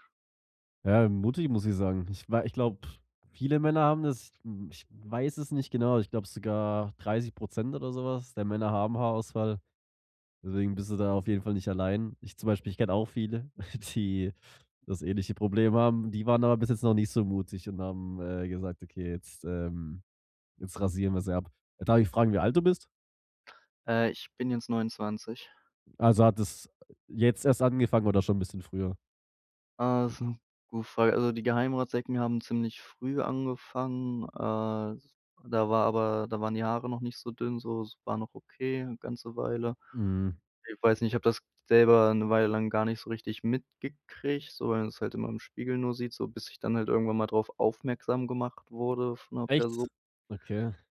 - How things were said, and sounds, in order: snort
- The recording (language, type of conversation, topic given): German, podcast, Was war dein mutigster Stilwechsel und warum?